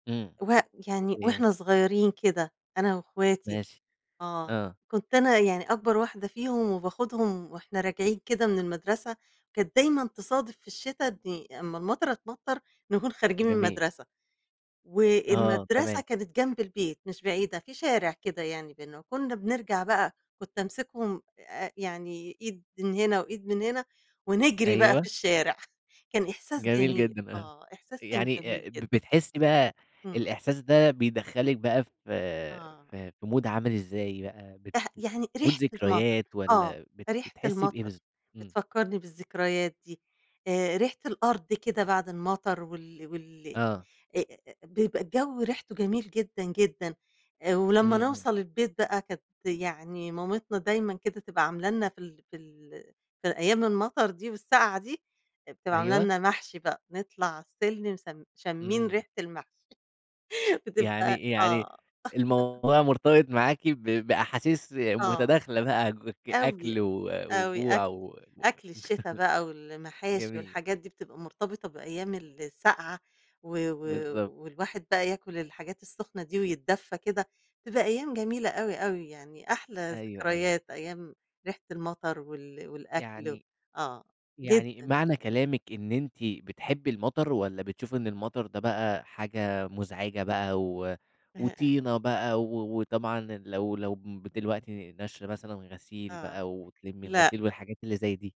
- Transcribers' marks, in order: in English: "مود"; in English: "مود"; laugh; laugh; unintelligible speech
- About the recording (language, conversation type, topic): Arabic, podcast, إيه اللي بتحسه أول ما تشم ريحة المطر؟